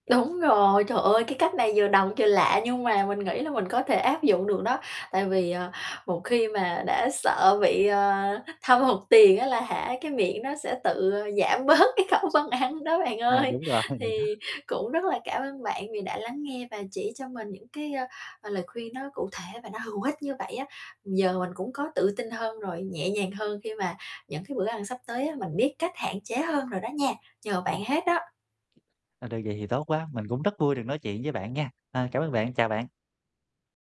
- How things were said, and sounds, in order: laughing while speaking: "bớt cái khẩu phân đó bạn ơi"; laughing while speaking: "rồi"; other background noise; unintelligible speech; tapping
- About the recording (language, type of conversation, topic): Vietnamese, advice, Làm sao để tránh ăn quá nhiều khi đi ăn ngoài?